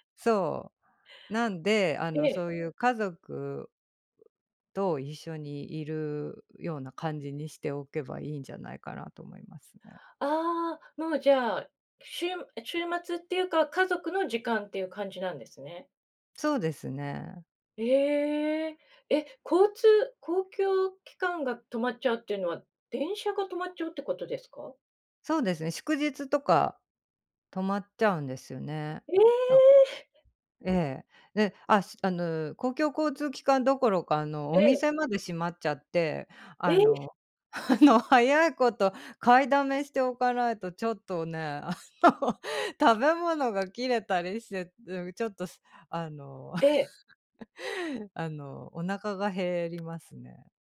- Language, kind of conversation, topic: Japanese, unstructured, 旅行で訪れてみたい国や場所はありますか？
- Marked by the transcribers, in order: tapping; surprised: "ええ！"; surprised: "え？"; laughing while speaking: "あの、早いこと"; laughing while speaking: "あの"; chuckle